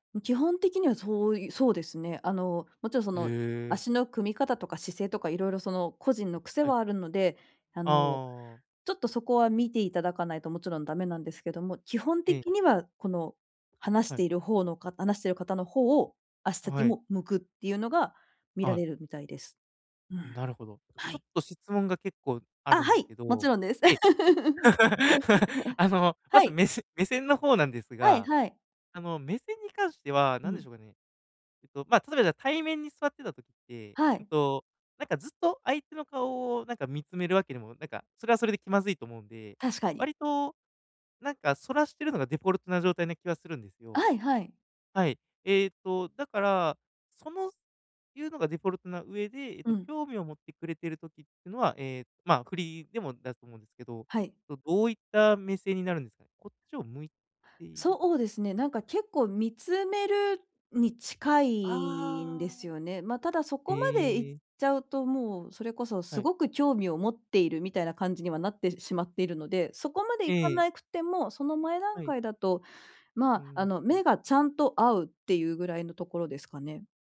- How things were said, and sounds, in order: laugh
- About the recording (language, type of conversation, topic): Japanese, advice, 相手の感情を正しく理解するにはどうすればよいですか？